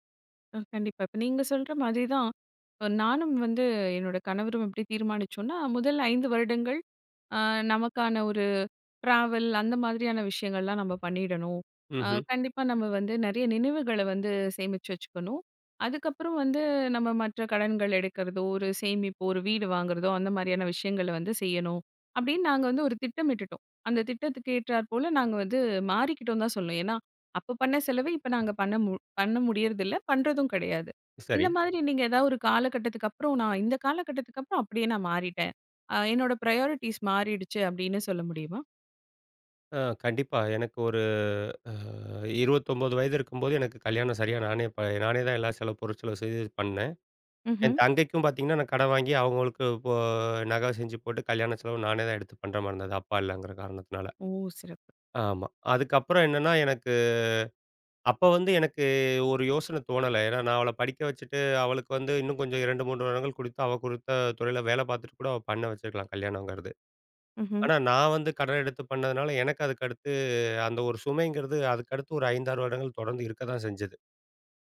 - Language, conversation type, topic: Tamil, podcast, பணத்தை இன்றே செலவிடலாமா, சேமிக்கலாமா என்று நீங்கள் எப்படி முடிவு செய்கிறீர்கள்?
- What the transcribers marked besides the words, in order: in English: "ட்ராவல்"; in English: "பிரையாரிட்டீஸ்"; drawn out: "அ"; drawn out: "இப்போ"; drawn out: "எனக்கு"; drawn out: "எனக்கு"